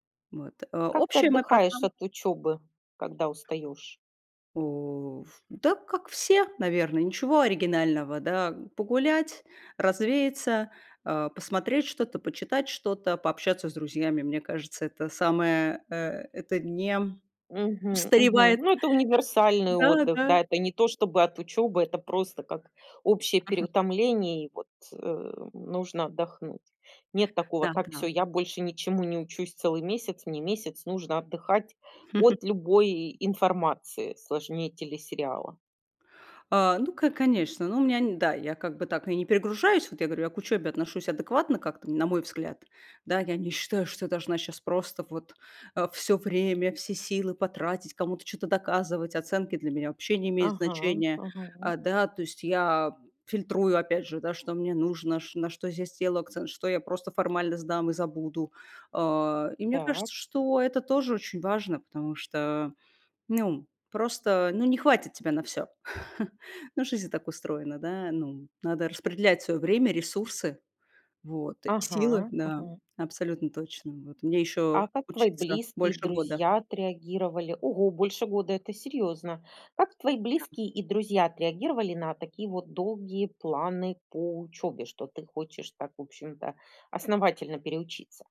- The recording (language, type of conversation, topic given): Russian, podcast, Расскажи, когда тебе приходилось переучиваться и почему ты на это решился(ась)?
- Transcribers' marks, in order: other background noise; chuckle; chuckle